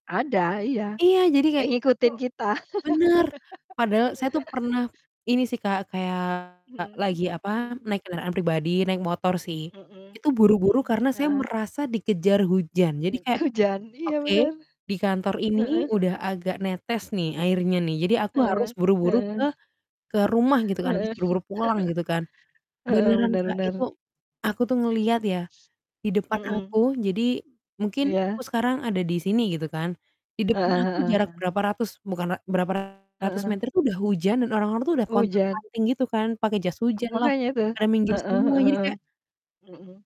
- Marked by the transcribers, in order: distorted speech; laugh; tapping; other background noise; laughing while speaking: "hujan"; chuckle
- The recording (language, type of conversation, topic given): Indonesian, unstructured, Bagaimana menurutmu perubahan iklim memengaruhi lingkungan di sekitar kita?